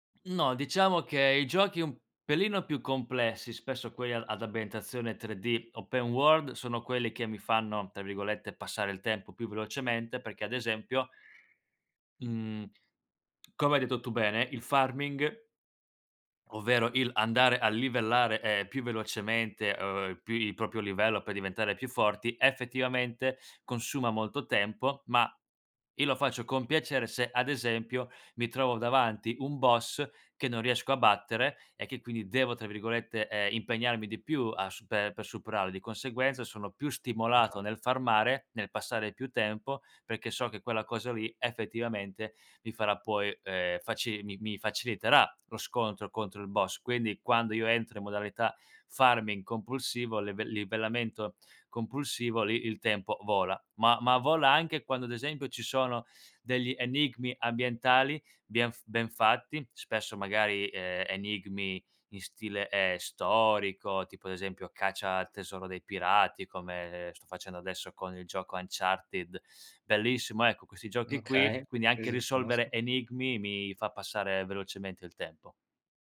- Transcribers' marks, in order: tapping; in English: "farming"; "proprio" said as "propio"; in English: "farmare"; in English: "farming"
- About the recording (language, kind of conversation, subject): Italian, podcast, Quale hobby ti fa dimenticare il tempo?